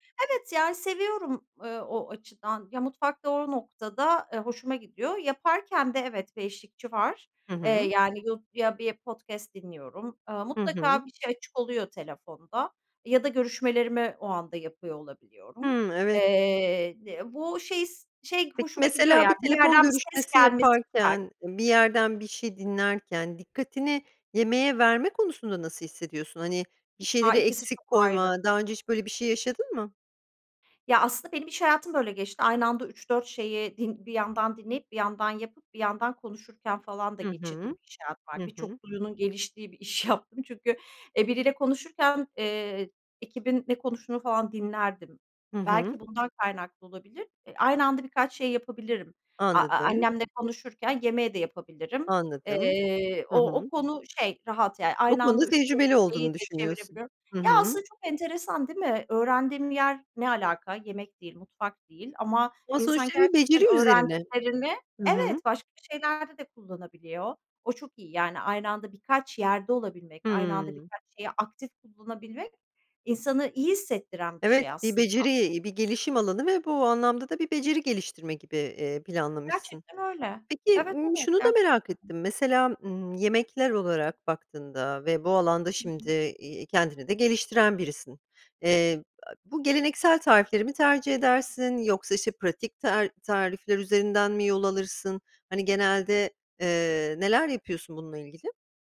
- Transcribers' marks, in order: other background noise; laughing while speaking: "din"; laughing while speaking: "yaptım"
- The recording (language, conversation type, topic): Turkish, podcast, Genel olarak yemek hazırlama alışkanlıkların nasıl?